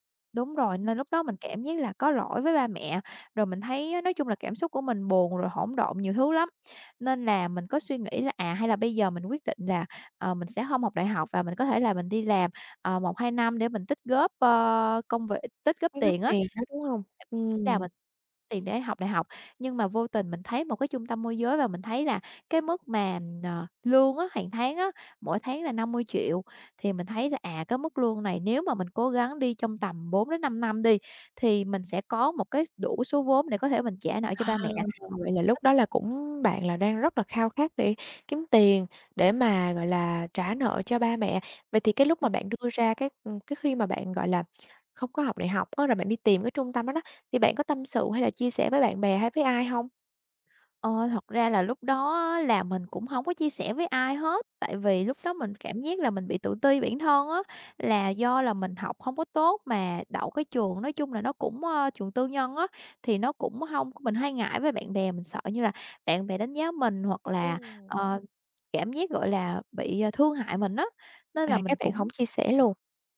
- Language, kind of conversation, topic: Vietnamese, podcast, Bạn có thể kể về quyết định nào khiến bạn hối tiếc nhất không?
- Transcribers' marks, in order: other background noise; unintelligible speech; tapping